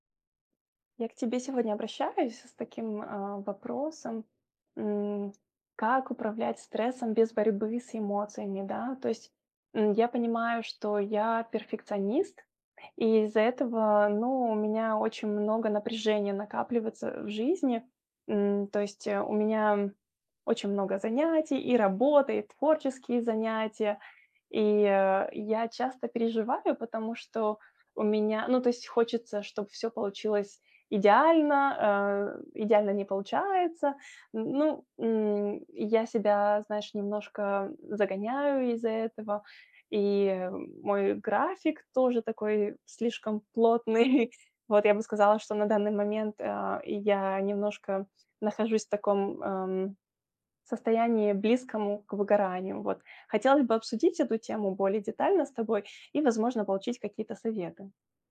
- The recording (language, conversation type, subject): Russian, advice, Как мне управлять стрессом, не борясь с эмоциями?
- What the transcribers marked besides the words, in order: tapping; laughing while speaking: "плотный"